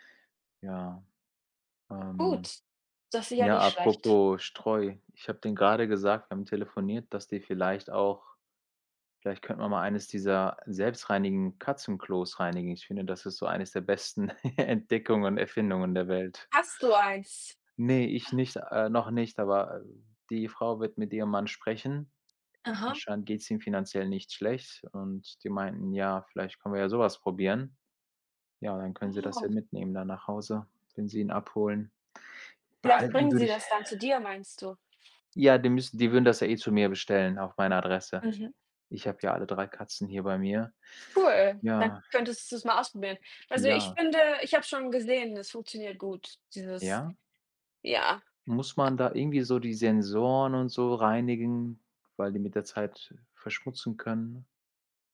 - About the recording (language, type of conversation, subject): German, unstructured, Welche wissenschaftliche Entdeckung hat dich glücklich gemacht?
- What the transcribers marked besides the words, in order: giggle; other background noise